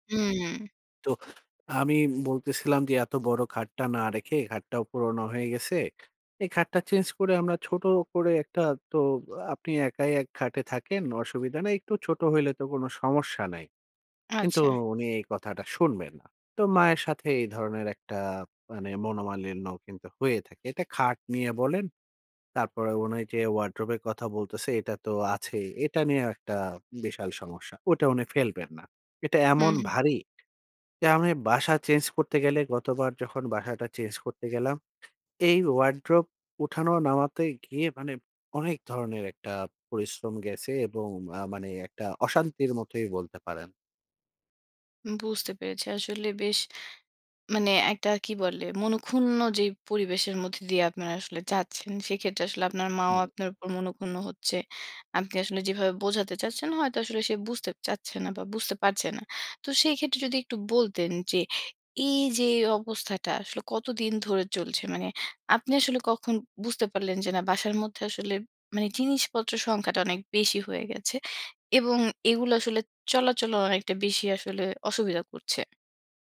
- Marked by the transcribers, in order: tapping; "আসলে" said as "আসলেব"
- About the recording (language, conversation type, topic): Bengali, advice, বাড়িতে জিনিসপত্র জমে গেলে আপনি কীভাবে অস্থিরতা অনুভব করেন?